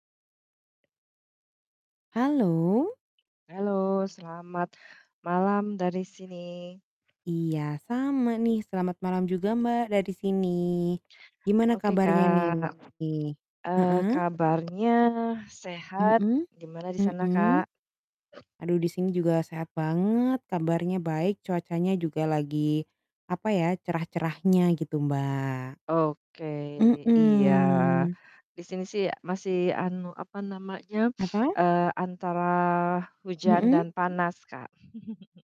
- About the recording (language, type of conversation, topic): Indonesian, unstructured, Mengapa kebijakan pendidikan sering berubah-ubah dan membingungkan?
- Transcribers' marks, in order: tapping; other background noise; distorted speech; drawn out: "Oke, iya"; drawn out: "Mhm"; sniff; chuckle